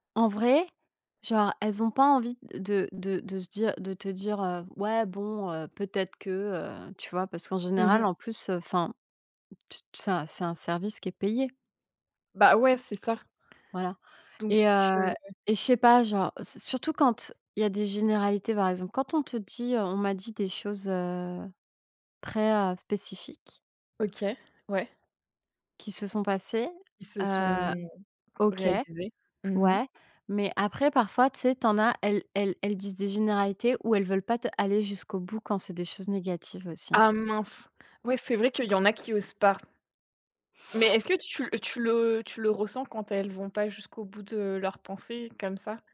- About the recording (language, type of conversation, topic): French, unstructured, Comment réagiriez-vous si vous découvriez que votre avenir est déjà écrit ?
- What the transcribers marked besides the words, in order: other background noise